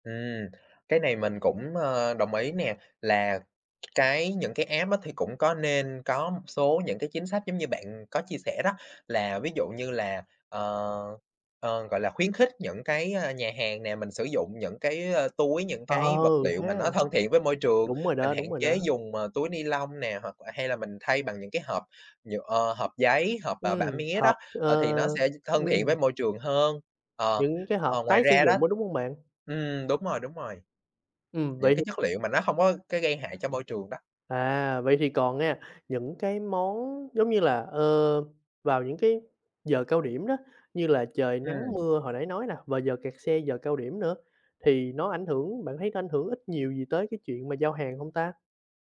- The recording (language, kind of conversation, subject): Vietnamese, podcast, Bạn thường có thói quen sử dụng dịch vụ giao đồ ăn như thế nào?
- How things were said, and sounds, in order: tapping; in English: "app"